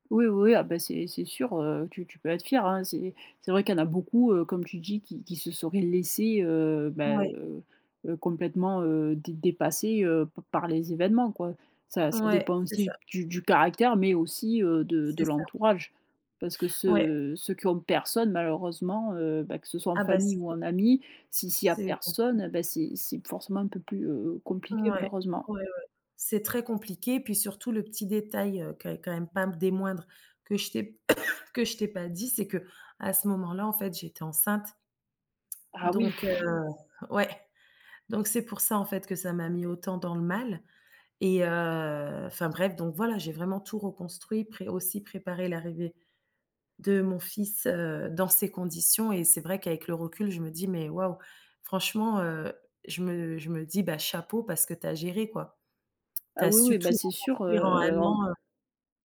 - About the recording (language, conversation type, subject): French, podcast, Raconte une période où tu as dû tout recommencer.
- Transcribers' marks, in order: other background noise; stressed: "personne"; cough; drawn out: "heu"; tapping; drawn out: "heu"